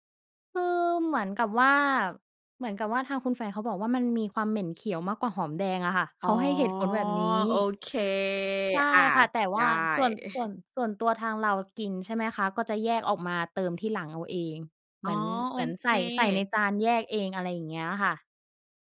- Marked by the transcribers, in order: chuckle
- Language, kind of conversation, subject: Thai, podcast, คุณชอบทำอาหารมื้อเย็นเมนูไหนมากที่สุด แล้วมีเรื่องราวอะไรเกี่ยวกับเมนูนั้นบ้าง?